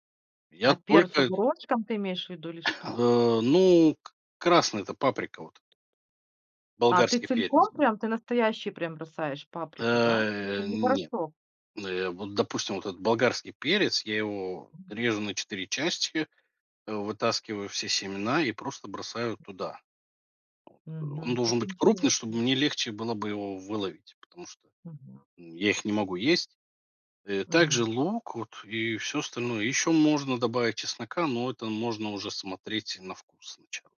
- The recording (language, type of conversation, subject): Russian, podcast, Что самое важное нужно учитывать при приготовлении супов?
- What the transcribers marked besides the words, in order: cough; tapping; other street noise; other background noise